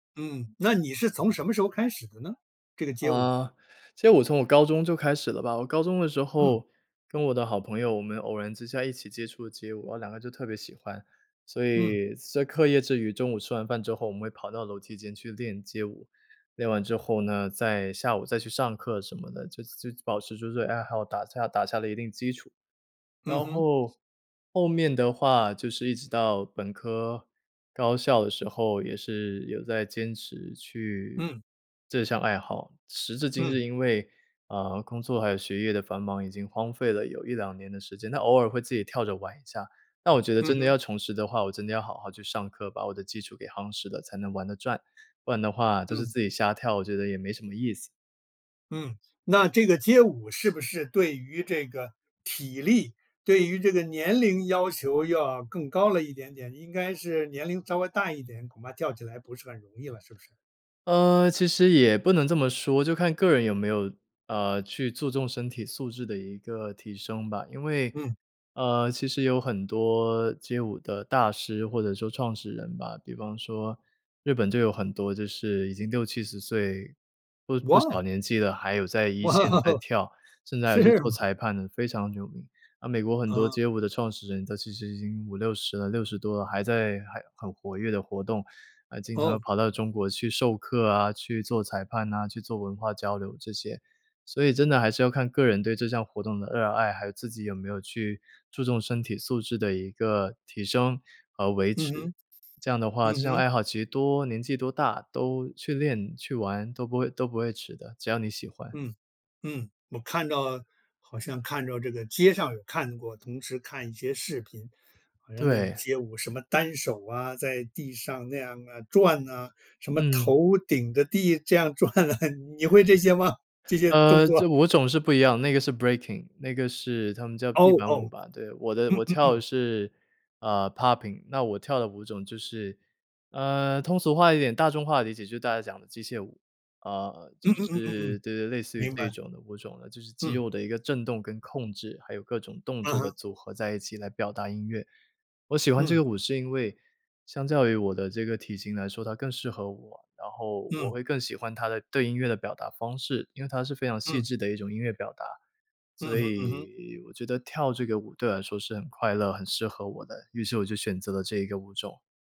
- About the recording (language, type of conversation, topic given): Chinese, podcast, 重拾爱好的第一步通常是什么？
- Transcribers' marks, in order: tapping; joyful: "哇哦"; laughing while speaking: "哇，是吗？"; other background noise; laughing while speaking: "这样转啊"; in English: "Breaking"; in English: "Popping"